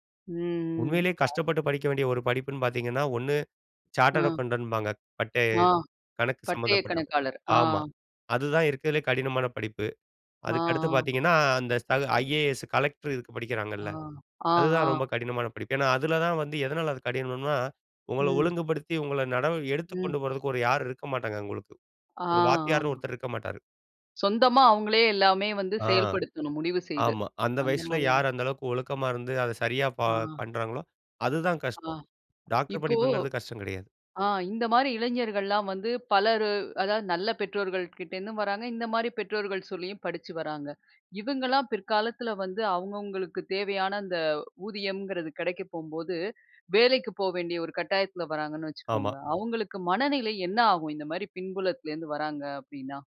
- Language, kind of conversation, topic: Tamil, podcast, சம்பளம் மற்றும் ஆனந்தம் இதில் எதற்கு நீங்கள் முன்னுரிமை அளிப்பீர்கள்?
- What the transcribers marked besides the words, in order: in English: "சார்ட்டர்ட் அக்கவுண்டன்பாங்க"; other noise